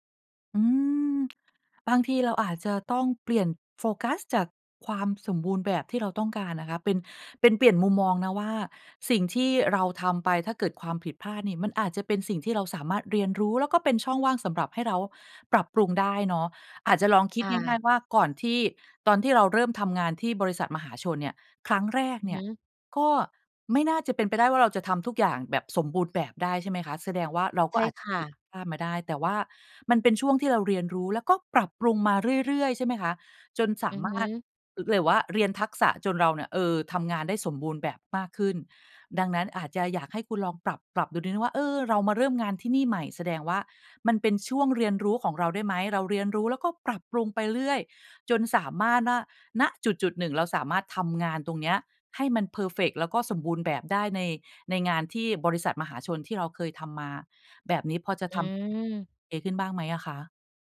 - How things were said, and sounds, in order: unintelligible speech
- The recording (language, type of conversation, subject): Thai, advice, ทำไมฉันถึงกลัวที่จะเริ่มงานใหม่เพราะความคาดหวังว่าตัวเองต้องทำได้สมบูรณ์แบบ?